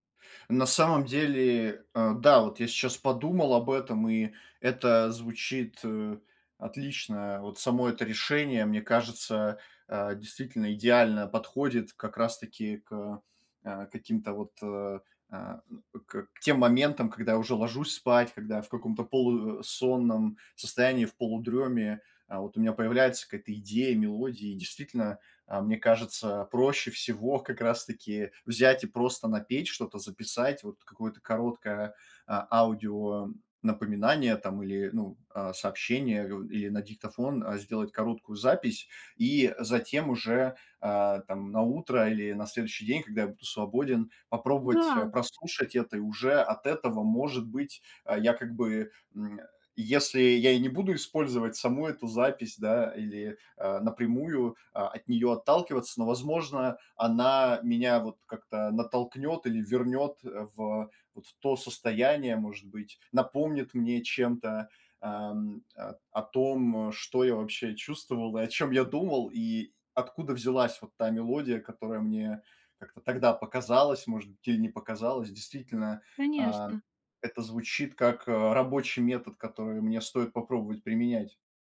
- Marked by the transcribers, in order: none
- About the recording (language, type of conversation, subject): Russian, advice, Как мне выработать привычку ежедневно записывать идеи?